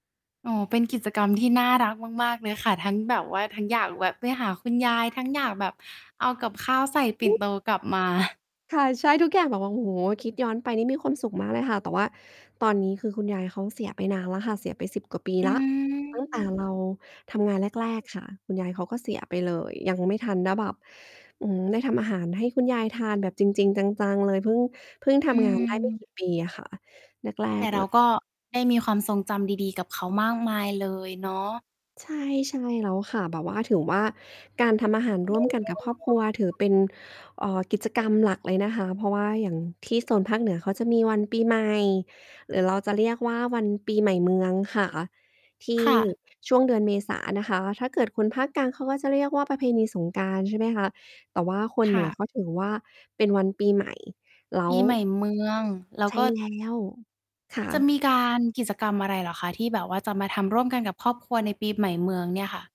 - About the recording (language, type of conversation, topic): Thai, podcast, การทำอาหารร่วมกันในครอบครัวมีความหมายกับคุณอย่างไร?
- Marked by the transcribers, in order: mechanical hum; other background noise; distorted speech; alarm